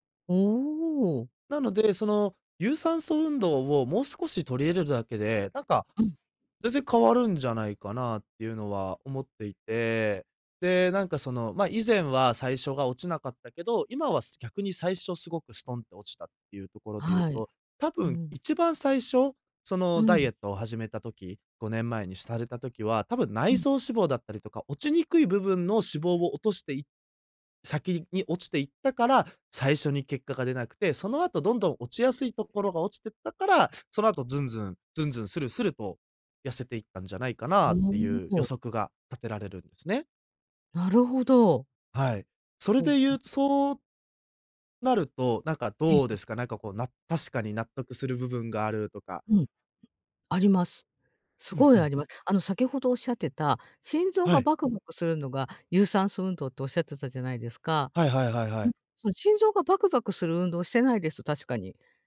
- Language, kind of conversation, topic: Japanese, advice, 筋力向上や体重減少が停滞しているのはなぜですか？
- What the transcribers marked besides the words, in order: none